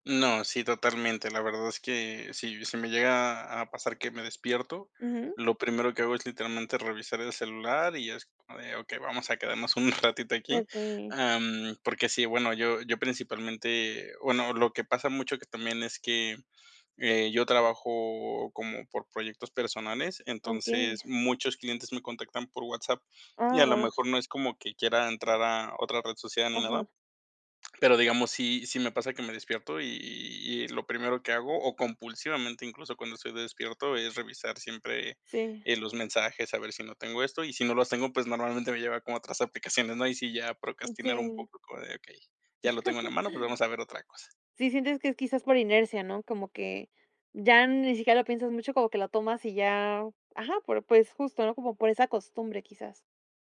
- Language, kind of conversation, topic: Spanish, advice, ¿Qué efecto tiene usar pantallas antes de dormir en tu capacidad para relajarte?
- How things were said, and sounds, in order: chuckle; drawn out: "y"; chuckle